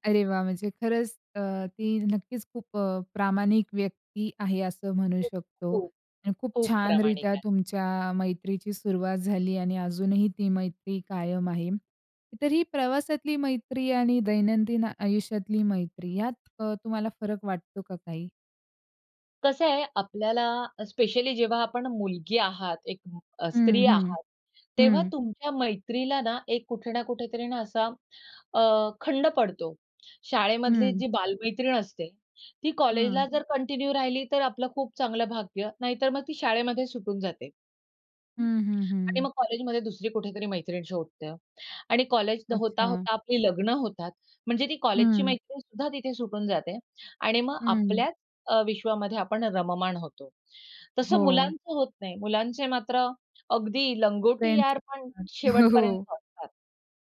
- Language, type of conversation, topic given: Marathi, podcast, प्रवासात भेटलेले मित्र दीर्घकाळ टिकणारे जिवलग मित्र कसे बनले?
- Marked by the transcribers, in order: other noise; in English: "कंटिन्यू"; unintelligible speech; laughing while speaking: "हो"